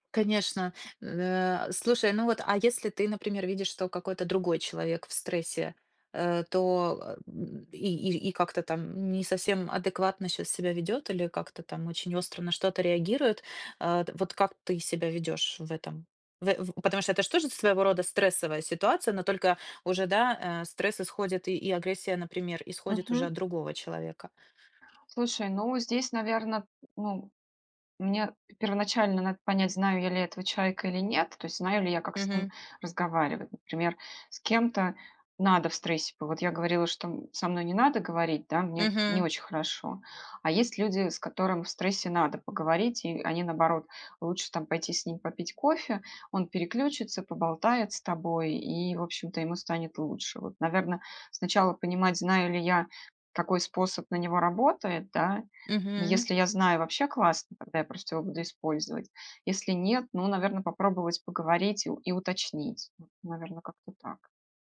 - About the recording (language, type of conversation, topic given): Russian, podcast, Как вы справляетесь со стрессом без лекарств?
- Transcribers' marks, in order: grunt; other background noise